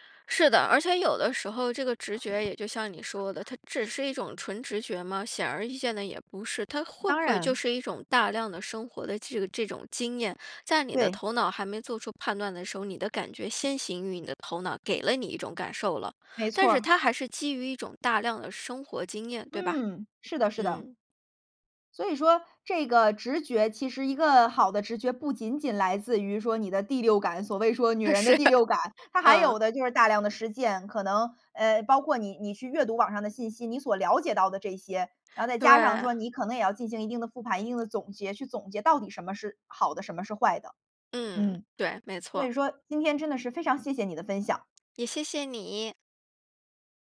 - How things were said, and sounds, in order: laughing while speaking: "是"
- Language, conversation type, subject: Chinese, podcast, 做决定时你更相信直觉还是更依赖数据？